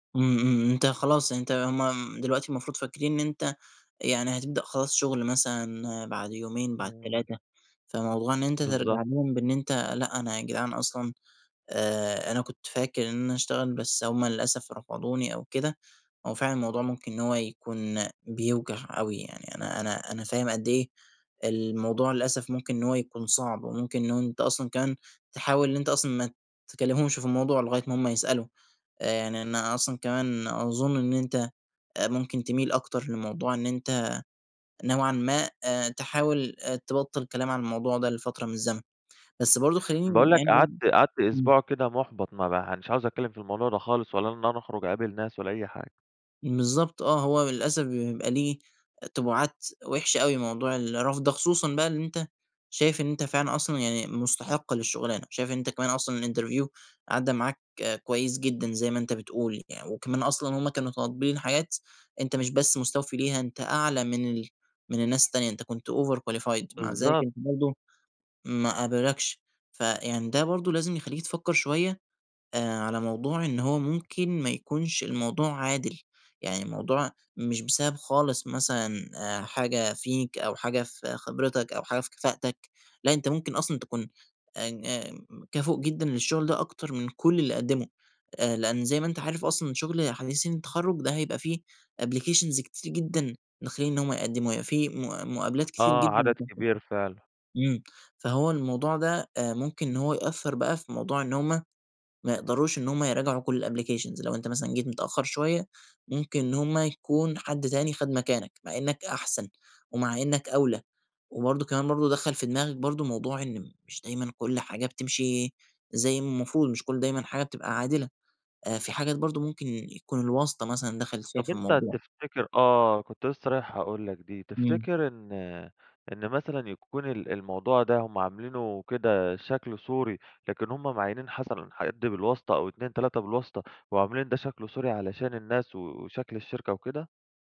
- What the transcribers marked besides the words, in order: unintelligible speech; in English: "الInterview"; in English: "Overqualified"; unintelligible speech; in English: "Applications"; unintelligible speech; in English: "الApplications"; "مثلًا" said as "حثلًا"
- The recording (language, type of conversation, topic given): Arabic, advice, إزاي أتعامل مع فقدان الثقة في نفسي بعد ما شغلي اتنقد أو اترفض؟